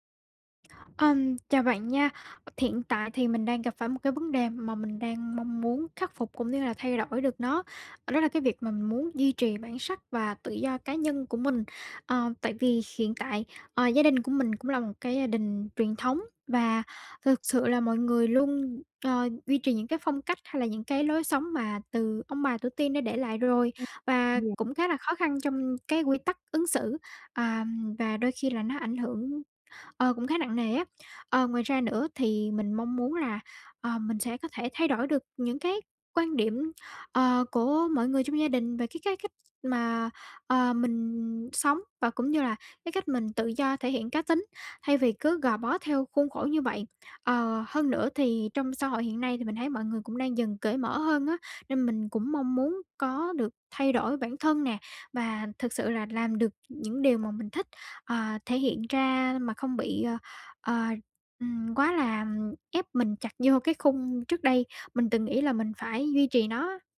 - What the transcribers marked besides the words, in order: tapping; unintelligible speech
- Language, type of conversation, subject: Vietnamese, advice, Làm sao tôi có thể giữ được bản sắc riêng và tự do cá nhân trong gia đình và cộng đồng?